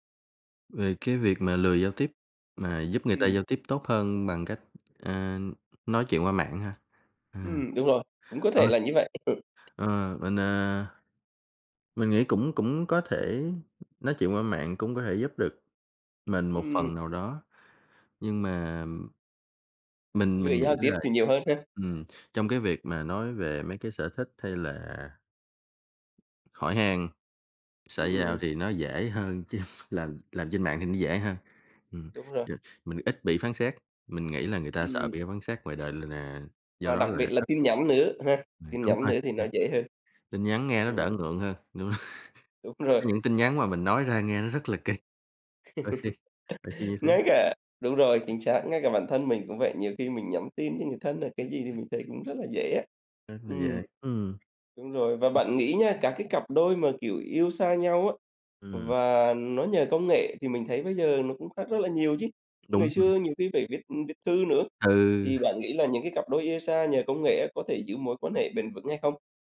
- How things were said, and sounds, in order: tapping; other noise; other background noise; laughing while speaking: "chứ"; unintelligible speech; laughing while speaking: "rồi"; laughing while speaking: "kì"; laugh; chuckle
- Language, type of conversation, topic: Vietnamese, podcast, Bạn nghĩ công nghệ ảnh hưởng đến các mối quan hệ xã hội như thế nào?